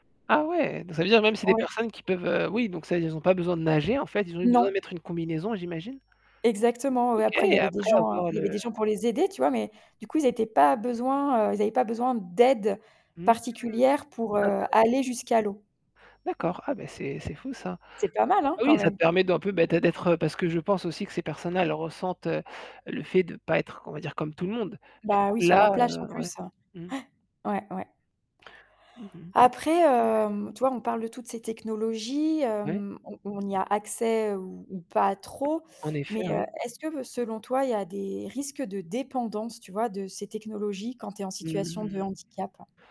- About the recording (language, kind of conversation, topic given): French, unstructured, Comment la technologie peut-elle aider les personnes en situation de handicap ?
- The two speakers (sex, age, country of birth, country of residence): female, 45-49, France, France; male, 30-34, France, France
- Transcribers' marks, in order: static; distorted speech; other background noise; gasp